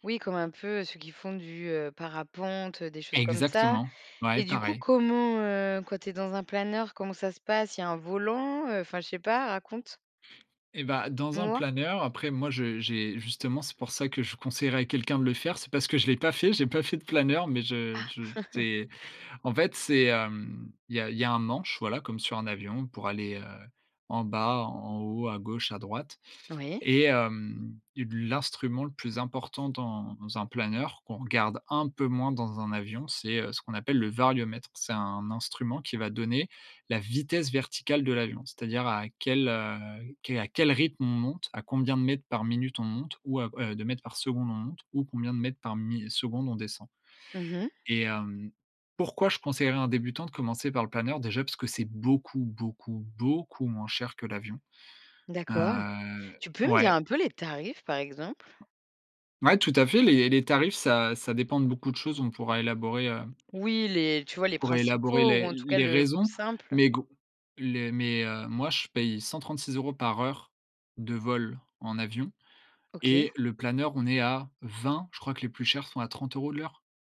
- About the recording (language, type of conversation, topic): French, podcast, Quel conseil donnerais-tu à un débutant ?
- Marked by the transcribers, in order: other background noise; chuckle; stressed: "vitesse"; stressed: "beaucoup"; tapping